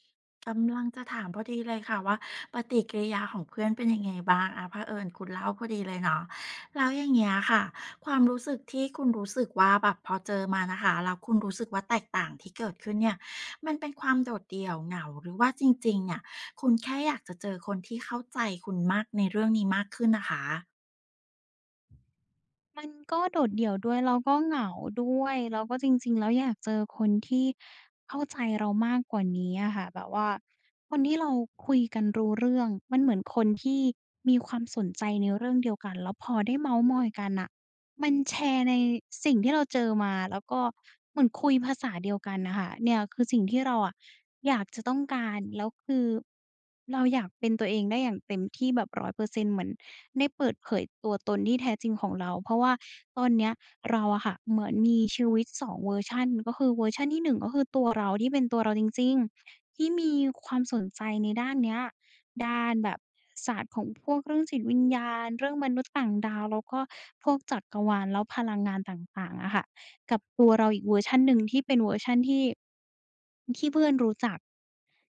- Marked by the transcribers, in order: wind
- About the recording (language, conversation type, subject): Thai, advice, คุณกำลังลังเลที่จะเปิดเผยตัวตนที่แตกต่างจากคนรอบข้างหรือไม่?